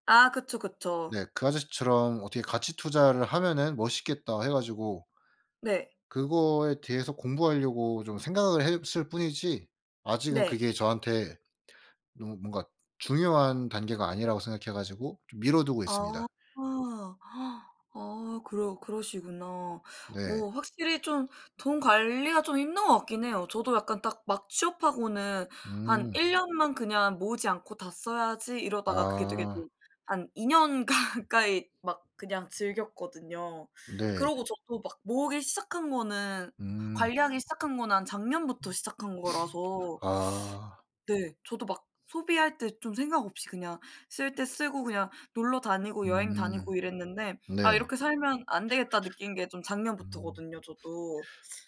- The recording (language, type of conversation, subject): Korean, unstructured, 돈을 가장 쉽게 잘 관리하는 방법은 뭐라고 생각하세요?
- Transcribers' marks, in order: gasp; laughing while speaking: "가까이"; tapping; other background noise; sniff; sniff